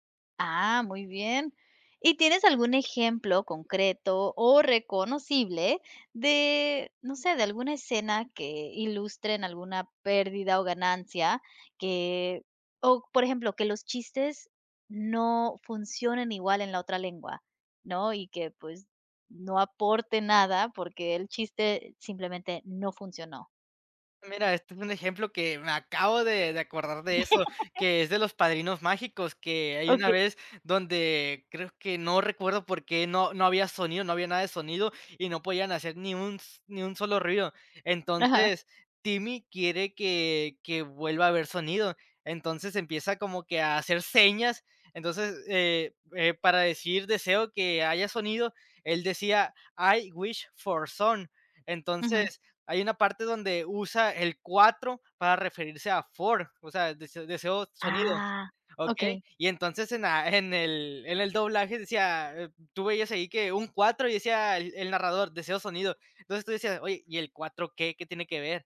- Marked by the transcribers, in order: laugh; in English: "I wish for son"; in English: "four"
- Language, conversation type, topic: Spanish, podcast, ¿Cómo afectan los subtítulos y el doblaje a una serie?